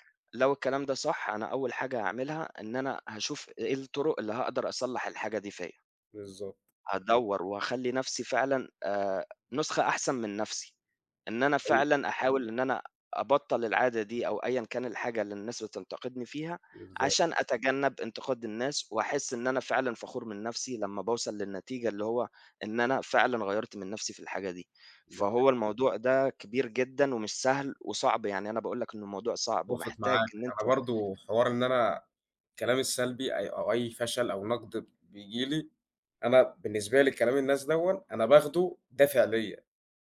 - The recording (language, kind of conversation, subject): Arabic, unstructured, إيه الطرق اللي بتساعدك تزود ثقتك بنفسك؟
- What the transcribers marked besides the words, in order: none